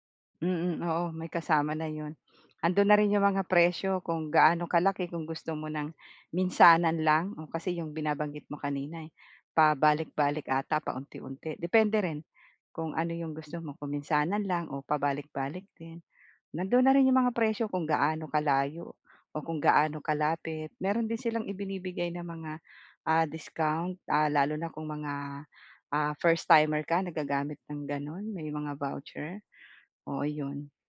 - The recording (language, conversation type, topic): Filipino, advice, Paano ko maayos na maaayos at maiimpake ang mga gamit ko para sa paglipat?
- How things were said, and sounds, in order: none